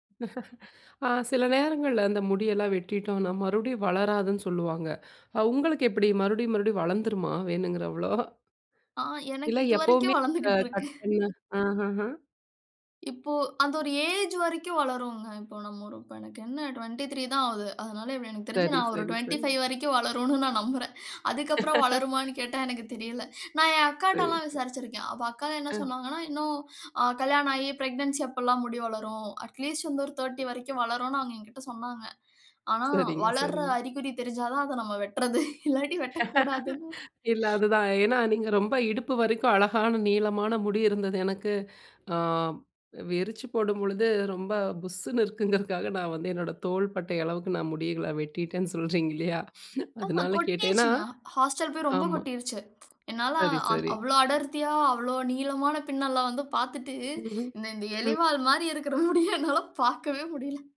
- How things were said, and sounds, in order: laugh; snort; laugh; in English: "அட்லீஸ்ட்"; snort; laugh; other noise; snort; chuckle
- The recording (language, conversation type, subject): Tamil, podcast, இனி வெளிப்படப்போகும் உங்கள் ஸ்டைல் எப்படியிருக்கும் என்று நீங்கள் எதிர்பார்க்கிறீர்கள்?